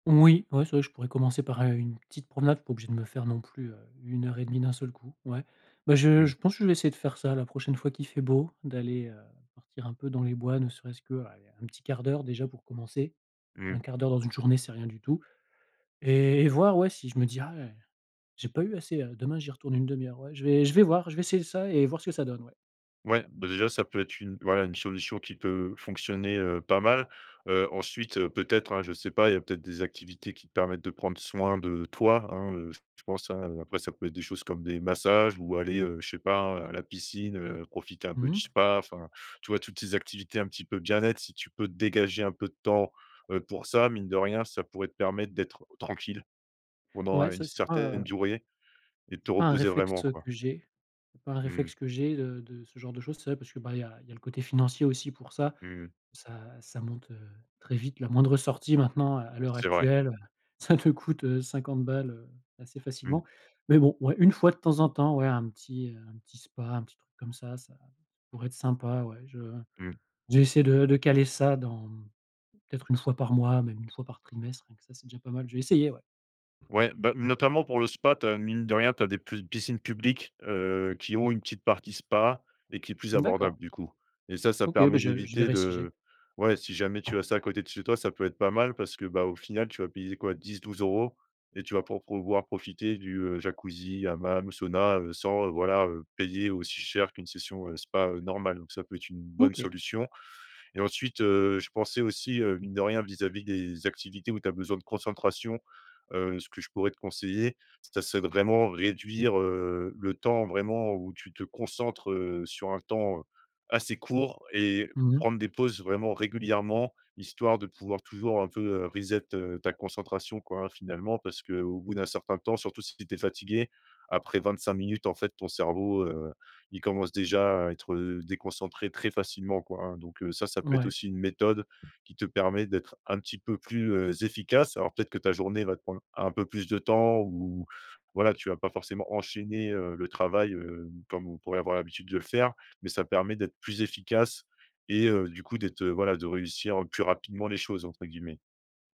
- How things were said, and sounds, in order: tapping; other background noise; stressed: "dégager"; laughing while speaking: "ça te coûte"; "pouvoir" said as "prouvoir"; stressed: "bonne"; in English: "reset"; stressed: "un"
- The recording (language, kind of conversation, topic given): French, advice, Comment réduire la fatigue mentale qui nuit à ma concentration au travail ?